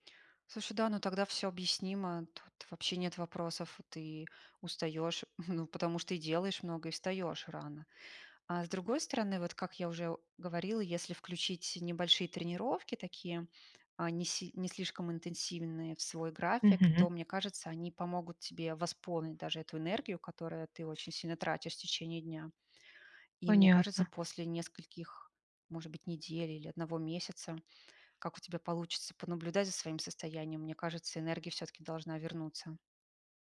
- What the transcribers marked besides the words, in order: tapping
- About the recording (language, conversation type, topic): Russian, advice, Как перестать чувствовать вину за пропуски тренировок из-за усталости?